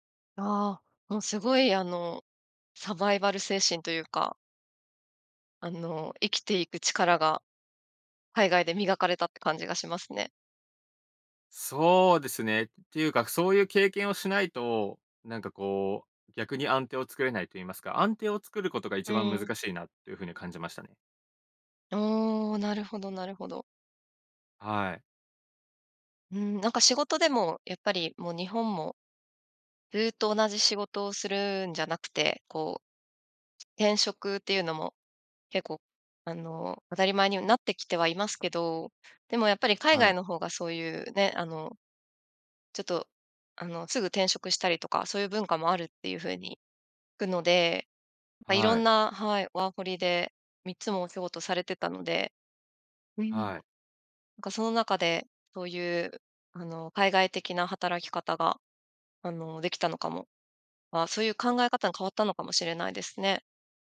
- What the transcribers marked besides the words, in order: unintelligible speech
- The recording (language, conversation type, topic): Japanese, podcast, 初めて一人でやり遂げたことは何ですか？